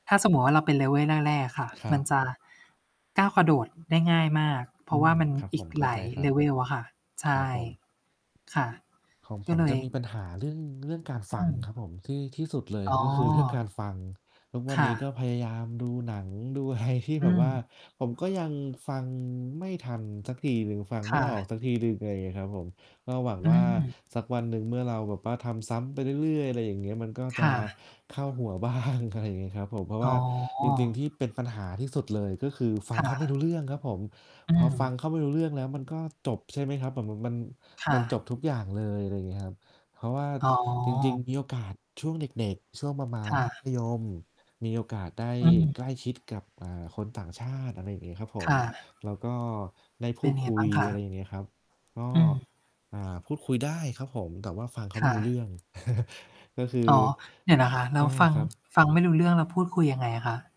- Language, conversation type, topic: Thai, unstructured, คุณอยากเห็นตัวเองเป็นอย่างไรในอีกสิบปีข้างหน้า?
- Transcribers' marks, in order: static; in English: "level"; distorted speech; tapping; in English: "level"; laughing while speaking: "อะไร"; laughing while speaking: "บ้าง"; chuckle